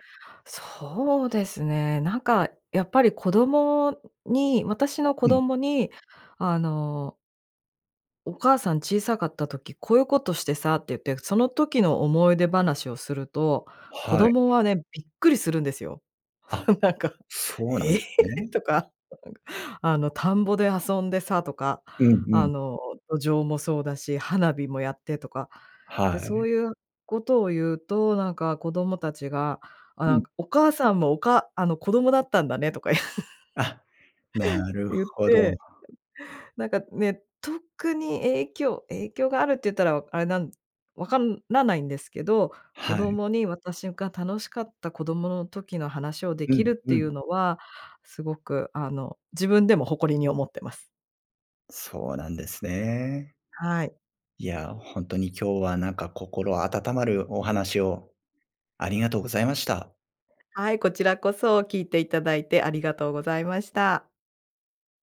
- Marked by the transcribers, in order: laugh; laughing while speaking: "なんか、ええ！とか"; laughing while speaking: "とか言う 言って"; other noise
- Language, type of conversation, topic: Japanese, podcast, 子どもの頃の一番の思い出は何ですか？